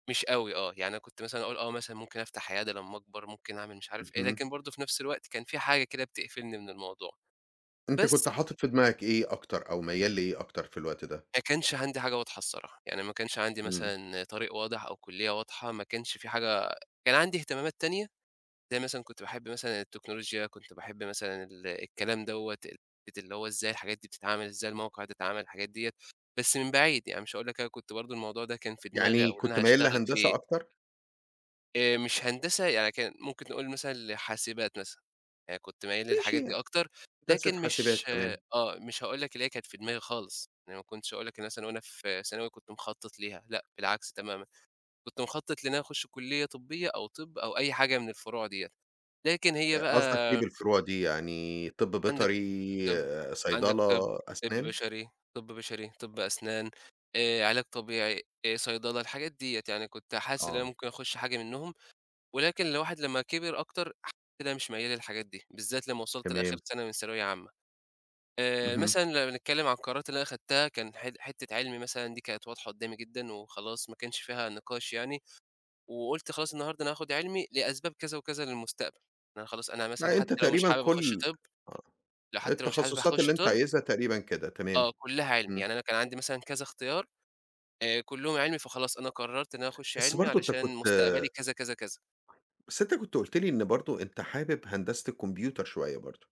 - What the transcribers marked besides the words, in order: other background noise; tapping
- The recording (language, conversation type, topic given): Arabic, podcast, إزاي بتوازن بين قراراتك النهارده وخططك للمستقبل؟